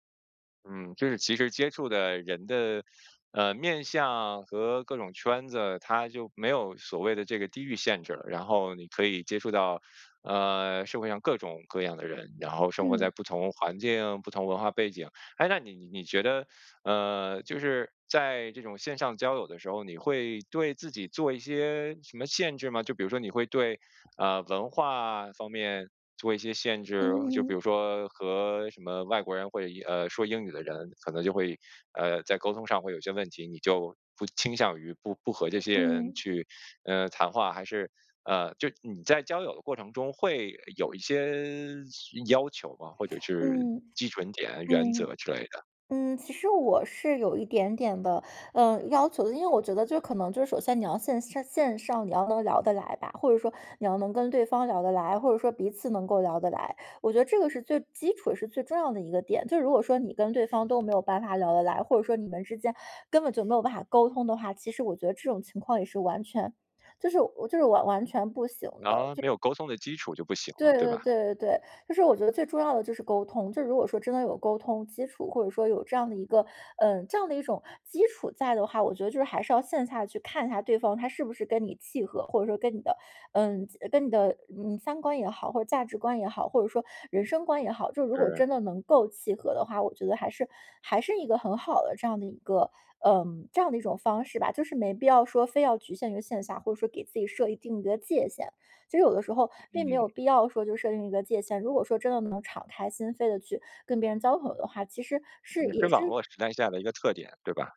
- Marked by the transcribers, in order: teeth sucking; teeth sucking; teeth sucking; teeth sucking; teeth sucking; teeth sucking
- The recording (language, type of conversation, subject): Chinese, podcast, 你怎么看待线上交友和线下交友？